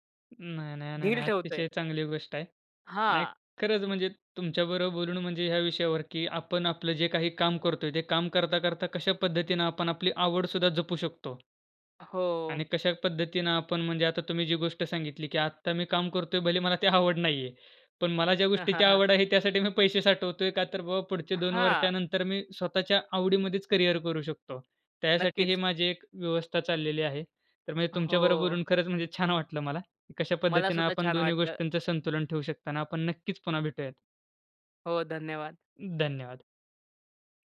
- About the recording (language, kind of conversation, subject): Marathi, podcast, तुमची आवड कशी विकसित झाली?
- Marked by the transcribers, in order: tapping; laugh; laughing while speaking: "आवड नाही आहे"; laugh; other background noise